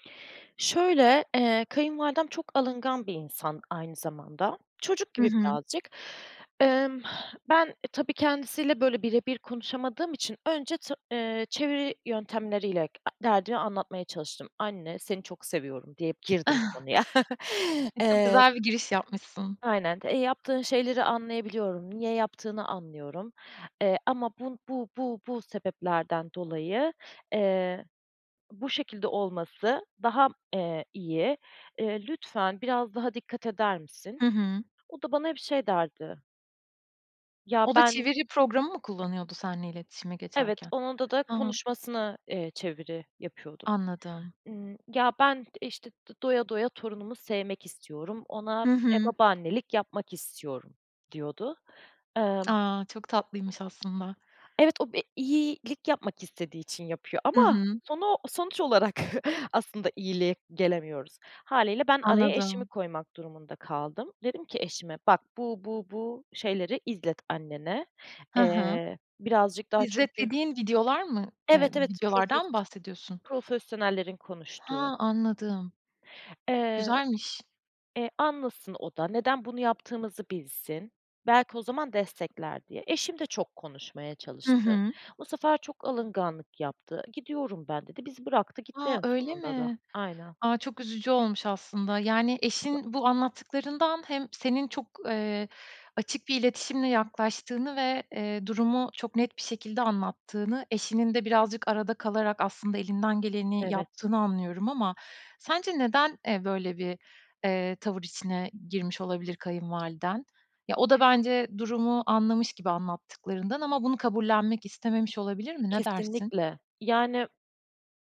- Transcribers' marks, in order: chuckle; tapping; chuckle; other background noise; unintelligible speech
- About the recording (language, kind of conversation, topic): Turkish, podcast, Kayınvalidenizle ilişkinizi nasıl yönetirsiniz?